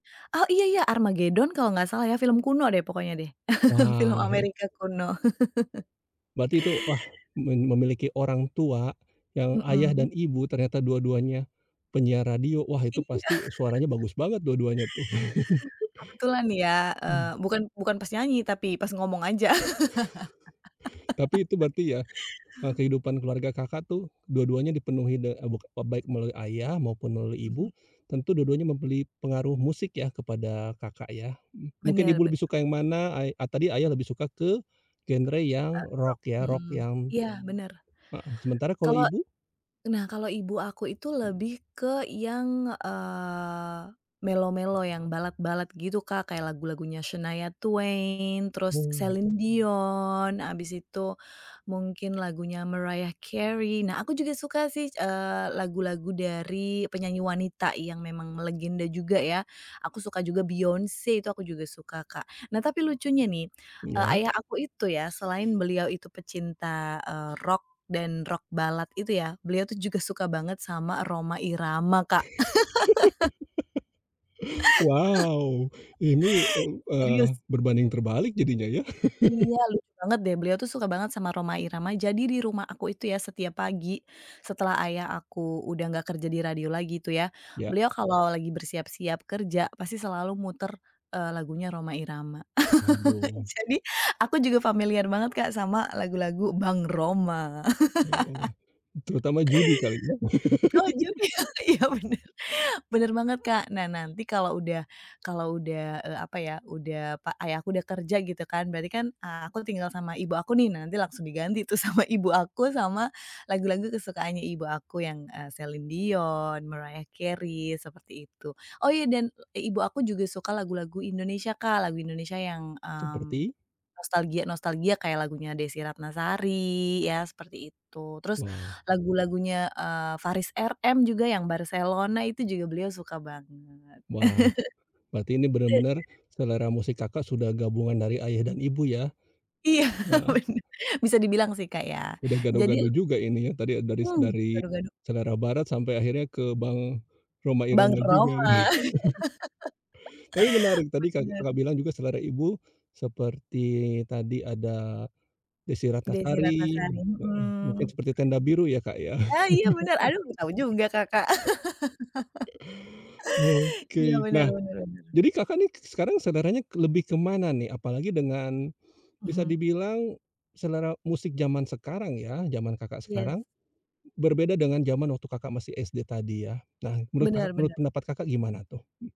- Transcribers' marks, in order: other background noise; laugh; laughing while speaking: "Iya"; laugh; laugh; tapping; unintelligible speech; in English: "mellow-mellow"; in English: "ballad-ballad"; in English: "rock ballad"; laugh; laugh; laugh; laughing while speaking: "Jadi"; laugh; laughing while speaking: "juga. Iya, benar"; laugh; laughing while speaking: "sama"; laugh; laughing while speaking: "Iya, benar"; laugh; laugh; laugh
- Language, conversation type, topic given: Indonesian, podcast, Siapa orang atau teman yang paling membentuk selera musikmu?